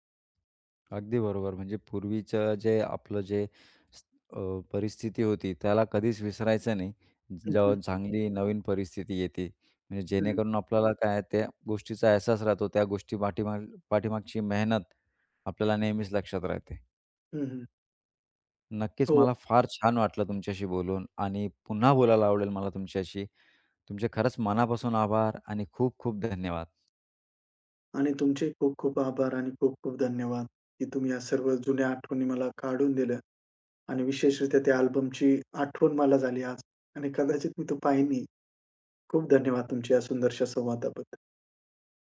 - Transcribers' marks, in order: tapping
- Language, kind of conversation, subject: Marathi, podcast, तुमच्या कपाटात सर्वात महत्त्वाच्या वस्तू कोणत्या आहेत?